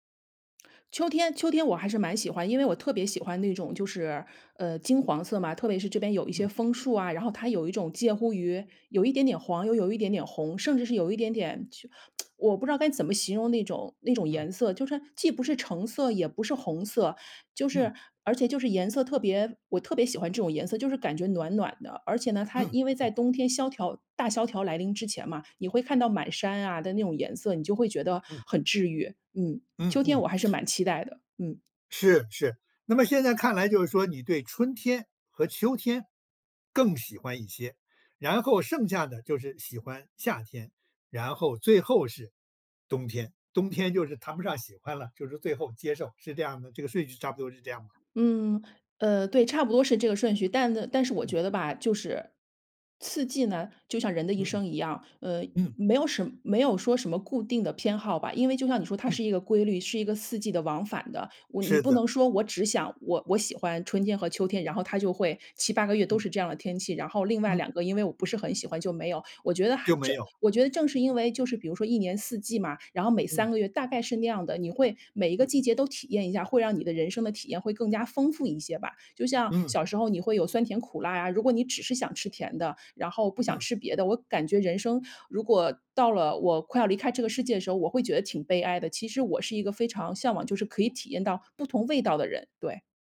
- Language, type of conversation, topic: Chinese, podcast, 能跟我说说你从四季中学到了哪些东西吗？
- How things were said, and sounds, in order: tsk